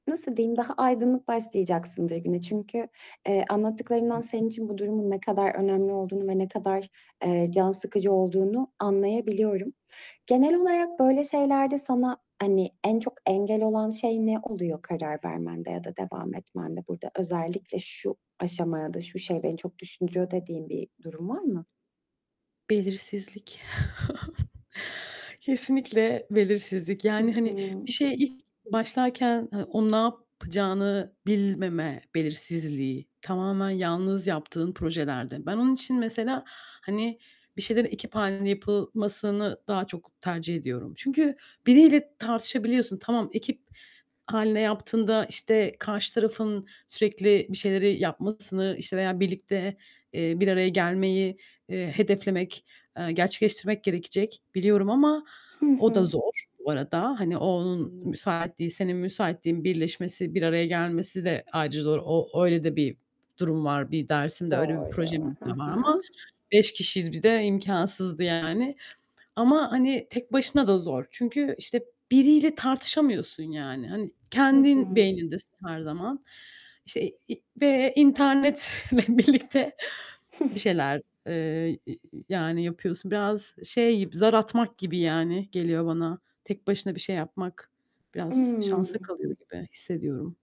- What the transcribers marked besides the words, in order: other background noise; chuckle; distorted speech; laughing while speaking: "internetle birlikte"; static
- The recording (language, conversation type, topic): Turkish, advice, Projede bitmeyen kararsızlık ve seçim yapamama sorununu nasıl aşabilirim?